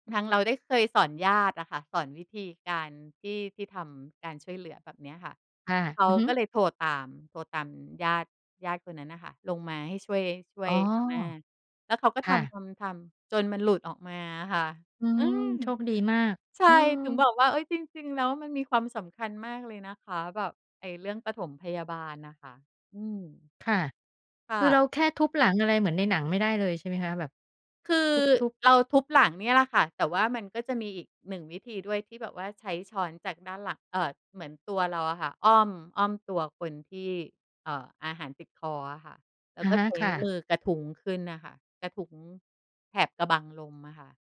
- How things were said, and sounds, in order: stressed: "อืม"
- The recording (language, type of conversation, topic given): Thai, podcast, คุณมีวิธีฝึกทักษะใหม่ให้ติดตัวอย่างไร?